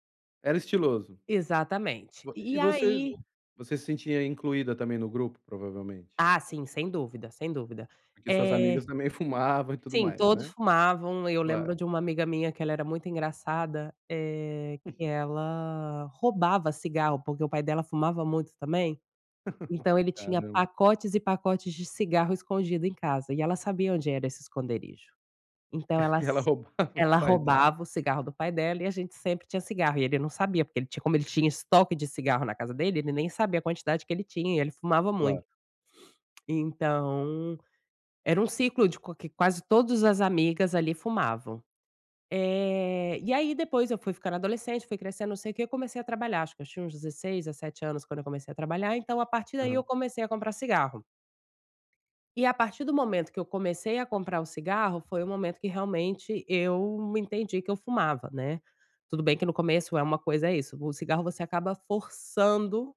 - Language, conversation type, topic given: Portuguese, advice, Como posso lidar com os efeitos dos estimulantes que tomo, que aumentam minha ansiedade e meu estresse?
- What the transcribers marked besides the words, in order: tapping; unintelligible speech; laugh; chuckle; laughing while speaking: "E ela roubava o pai dela"